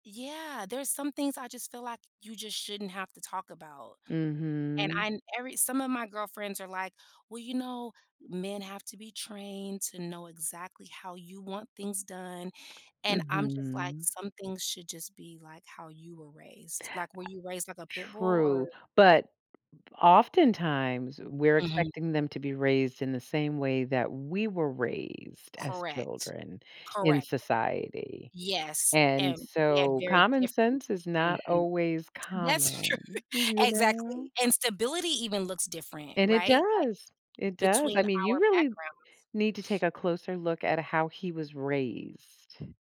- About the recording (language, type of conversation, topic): English, advice, How can I stop arguing with my partner?
- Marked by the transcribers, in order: tapping; laughing while speaking: "true"; sniff